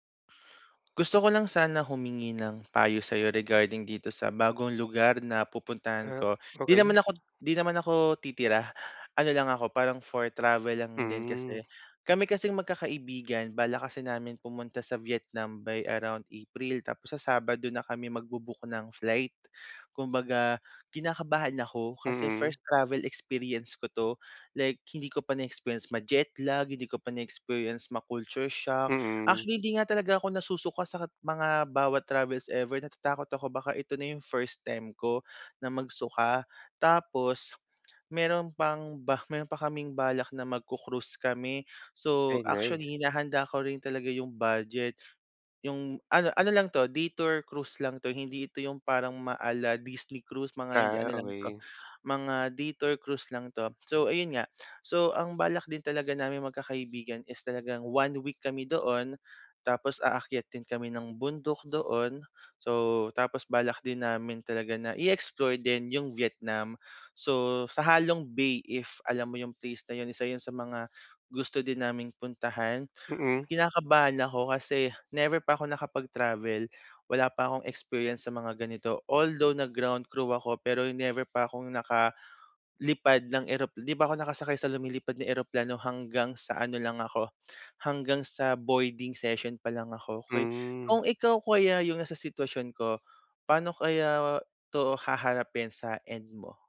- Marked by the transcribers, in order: tapping; in English: "first travel experience"; in English: "culture shock"; lip smack; breath; in English: "boarding session"
- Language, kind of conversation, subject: Filipino, advice, Paano ko malalampasan ang kaba kapag naglilibot ako sa isang bagong lugar?